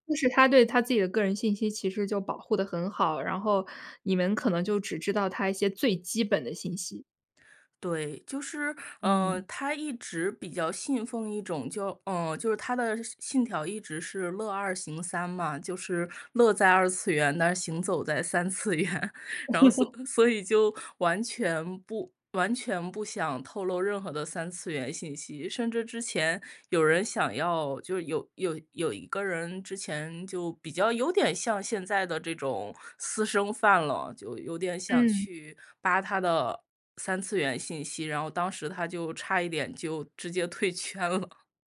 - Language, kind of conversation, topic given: Chinese, podcast, 你能和我们分享一下你的追星经历吗？
- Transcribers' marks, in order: laughing while speaking: "三次元，然后"; laugh; laughing while speaking: "退圈了"